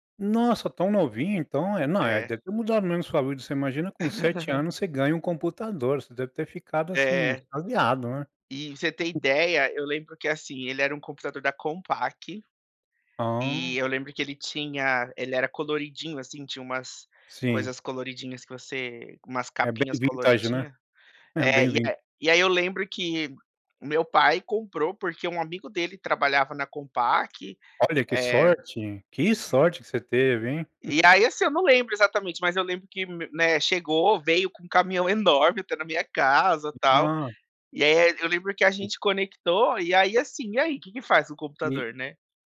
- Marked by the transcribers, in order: laugh; unintelligible speech; chuckle
- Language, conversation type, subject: Portuguese, podcast, Como a tecnologia mudou sua rotina diária?